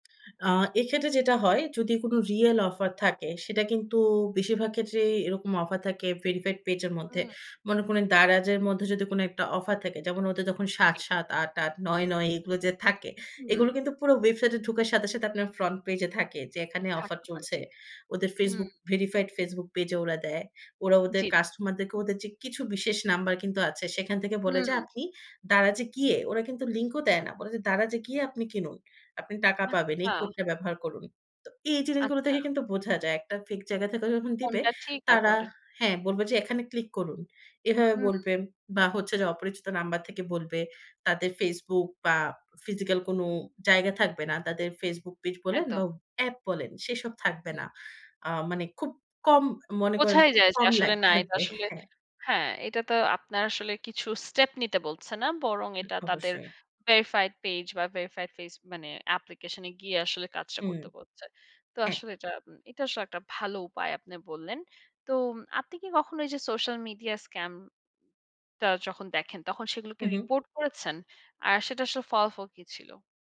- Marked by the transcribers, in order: in English: "real offer"; in English: "verified"; in English: "front page"; in English: "verified page"; in English: "application"; in English: "scam"
- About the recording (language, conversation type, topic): Bengali, podcast, নেট স্ক্যাম চিনতে তোমার পদ্ধতি কী?